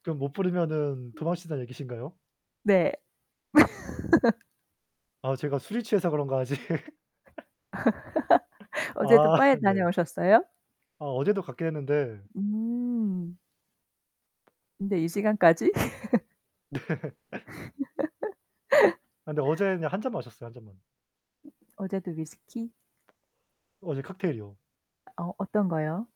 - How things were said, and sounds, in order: static; laugh; tapping; laugh; chuckle; laughing while speaking: "네"; laugh; chuckle; other background noise
- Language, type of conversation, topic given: Korean, unstructured, 취미 활동을 하면서 새로운 친구를 사귄 경험이 있으신가요?